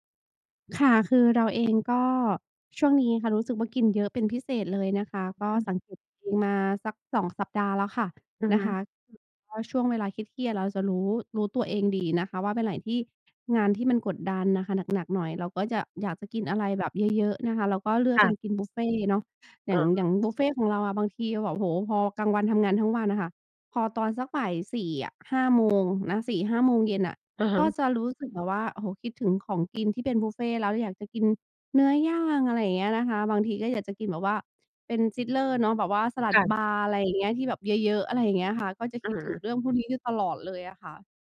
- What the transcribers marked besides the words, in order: tapping; other background noise
- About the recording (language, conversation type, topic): Thai, advice, ฉันควรทำอย่างไรเมื่อเครียดแล้วกินมากจนควบคุมตัวเองไม่ได้?